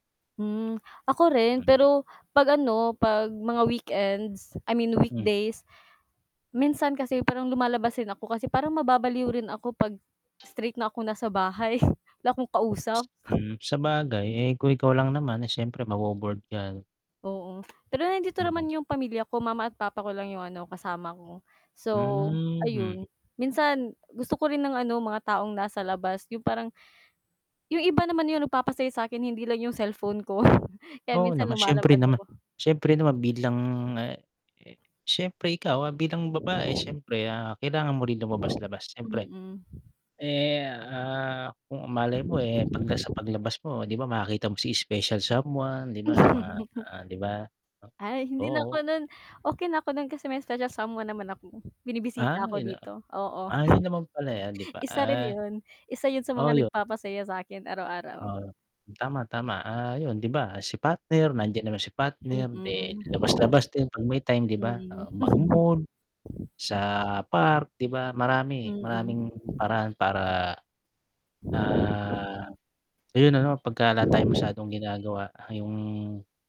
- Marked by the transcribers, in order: static; wind; tapping; chuckle; chuckle; laughing while speaking: "Hmm, mm"; chuckle; "partner" said as "patner"; "partner" said as "patner"
- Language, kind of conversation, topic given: Filipino, unstructured, Anong simpleng gawain ang nagpapasaya sa iyo araw-araw?